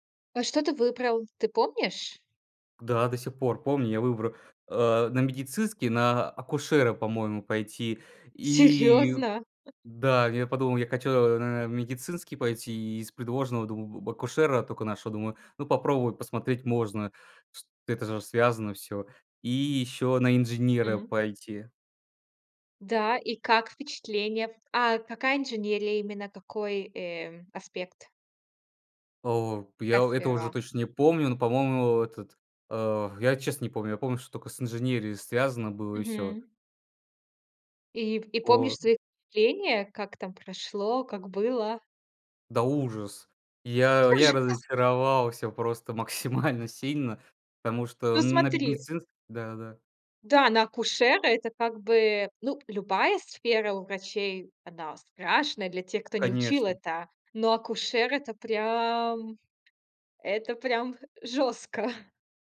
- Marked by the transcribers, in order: laughing while speaking: "Серьёзно?"; chuckle; tapping; laughing while speaking: "максимально"; chuckle
- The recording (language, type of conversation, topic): Russian, podcast, Как выбрать работу, если не знаешь, чем заняться?